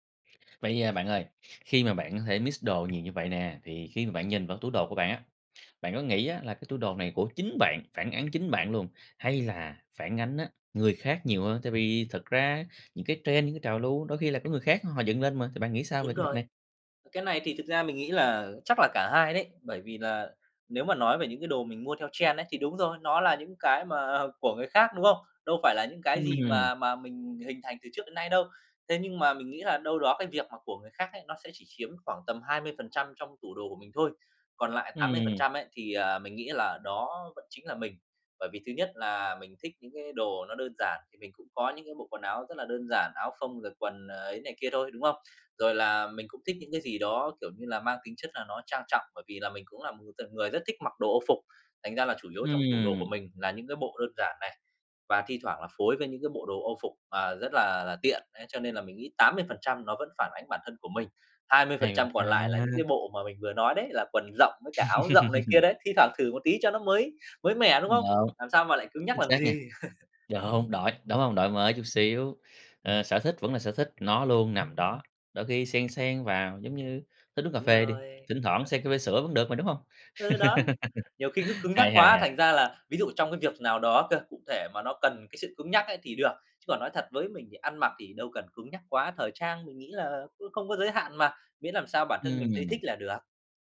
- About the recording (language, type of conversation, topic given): Vietnamese, podcast, Mạng xã hội thay đổi cách bạn ăn mặc như thế nào?
- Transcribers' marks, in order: in English: "mix"; tapping; in English: "trend"; other background noise; in English: "trend"; laugh; laugh; laugh